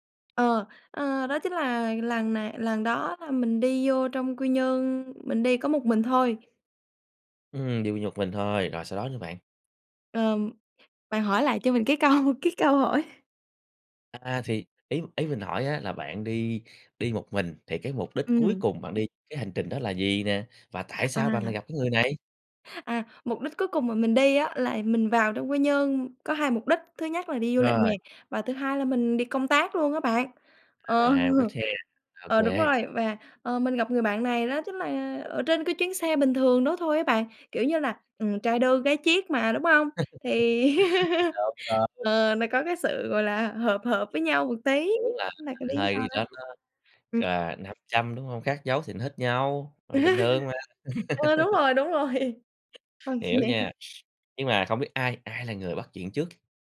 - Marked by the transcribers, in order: tapping; other background noise; laughing while speaking: "cho mình cái câu cái câu hỏi"; laughing while speaking: "Ờ"; laugh; laugh; laugh; laughing while speaking: "đúng rồi. OK"
- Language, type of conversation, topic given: Vietnamese, podcast, Bạn có kỷ niệm hài hước nào với người lạ trong một chuyến đi không?